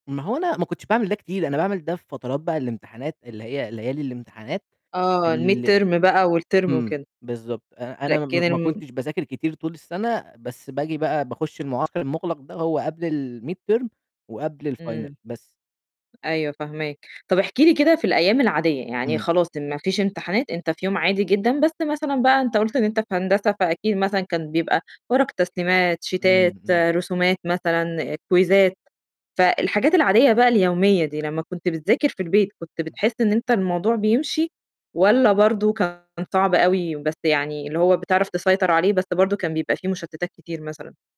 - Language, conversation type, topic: Arabic, podcast, إزاي بتقاوم الإغراءات اليومية اللي بتأخرك عن هدفك؟
- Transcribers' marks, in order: in English: "الmid term"; in English: "والterm"; in English: "الmid term"; in English: "الfinal"; tapping; in English: "شيتات"; in English: "كويزّات"; distorted speech